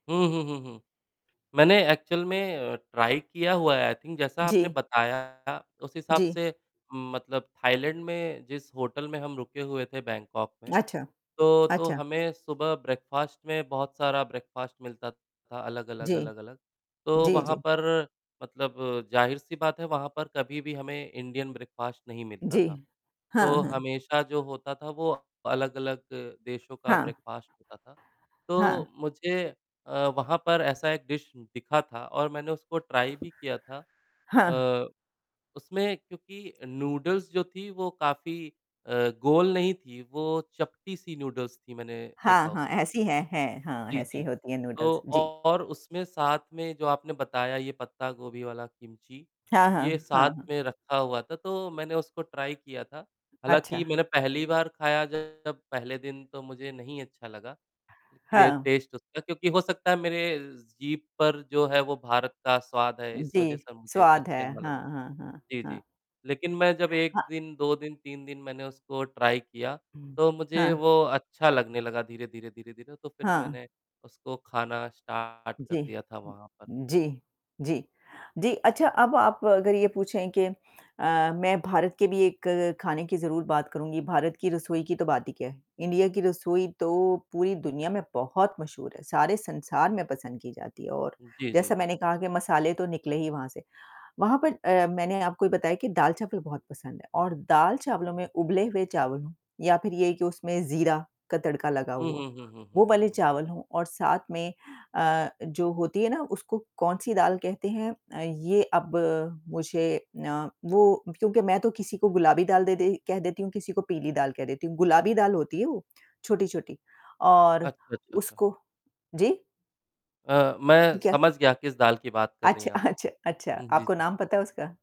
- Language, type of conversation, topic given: Hindi, unstructured, आप सबसे पहले किस देश के व्यंजन चखना चाहेंगे?
- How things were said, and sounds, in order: in English: "एक्चुअल"; in English: "ट्राई"; in English: "आई थिंक"; distorted speech; in English: "ब्रेकफास्ट"; in English: "ब्रेकफास्ट"; in English: "ब्रेकफास्ट"; other background noise; in English: "ब्रेकफास्ट"; in English: "डिश"; static; in English: "ट्राई"; in English: "नूडल्स"; tapping; in English: "नूडल्स"; in English: "नूडल्स"; in English: "ट्राई"; in English: "टेस्ट"; in English: "ट्राई"; in English: "स्टार्ट"; laughing while speaking: "अच्छा"